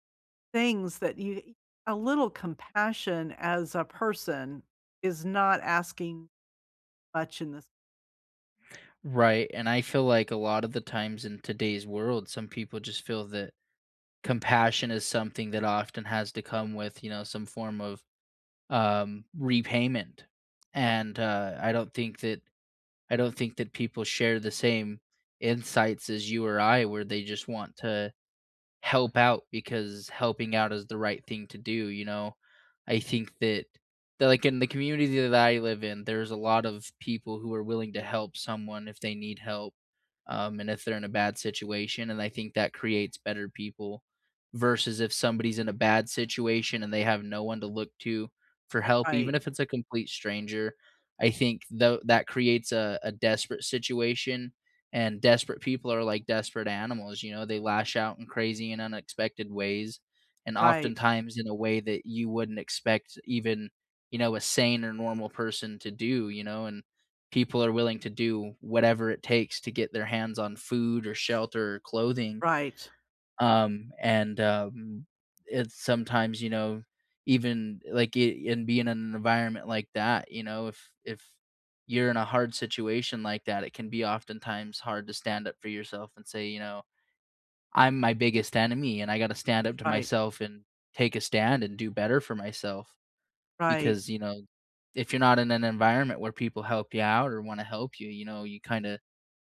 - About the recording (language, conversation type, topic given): English, unstructured, What is the best way to stand up for yourself?
- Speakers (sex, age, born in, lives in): female, 65-69, United States, United States; male, 25-29, United States, United States
- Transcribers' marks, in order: tapping